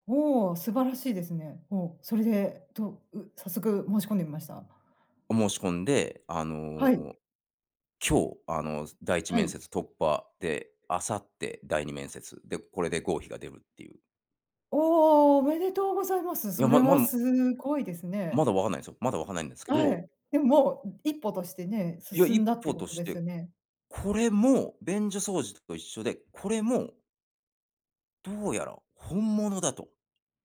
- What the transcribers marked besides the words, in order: none
- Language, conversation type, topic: Japanese, podcast, 今後、何を学びたいですか？